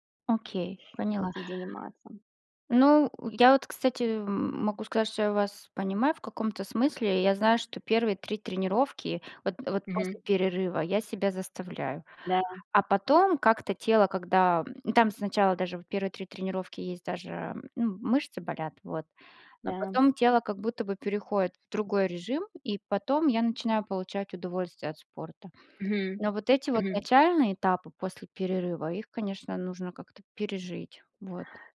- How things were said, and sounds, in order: none
- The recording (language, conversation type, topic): Russian, unstructured, Как спорт влияет на твоё настроение каждый день?